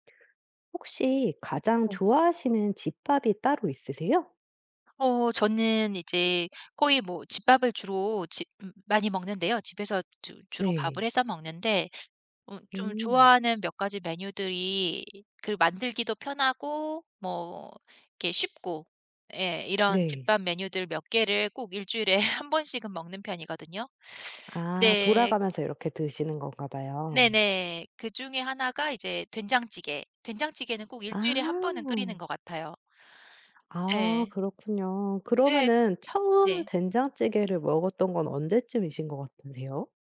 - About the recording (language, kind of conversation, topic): Korean, podcast, 가장 좋아하는 집밥은 무엇인가요?
- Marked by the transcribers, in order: other background noise